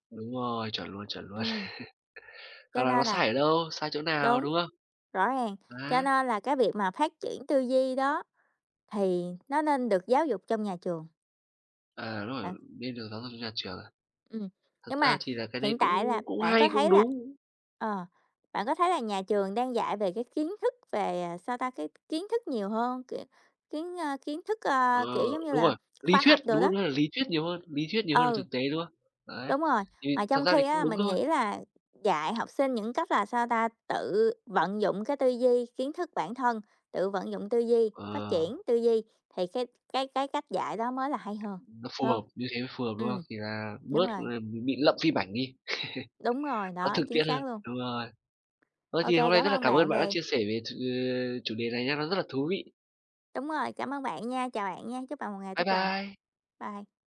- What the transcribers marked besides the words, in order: laugh; tapping; laugh; background speech
- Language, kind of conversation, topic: Vietnamese, unstructured, Bạn có lo rằng phim ảnh đang làm gia tăng sự lo lắng và sợ hãi trong xã hội không?